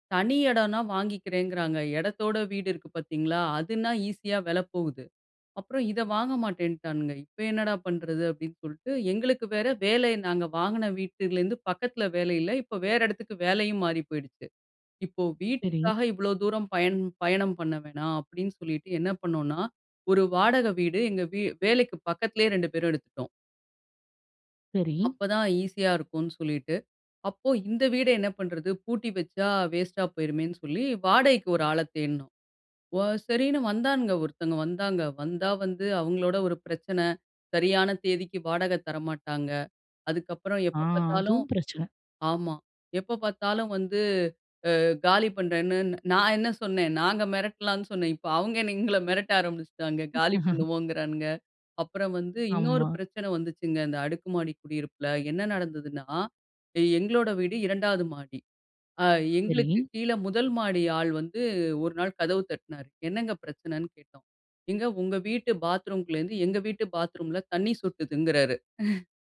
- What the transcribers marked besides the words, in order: chuckle; "சொட்டுதுங்கிறாரு" said as "சுட்டுதுங்றாரு"; chuckle
- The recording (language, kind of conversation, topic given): Tamil, podcast, வீட்டை வாங்குவது ஒரு நல்ல முதலீடா என்பதை நீங்கள் எப்படித் தீர்மானிப்பீர்கள்?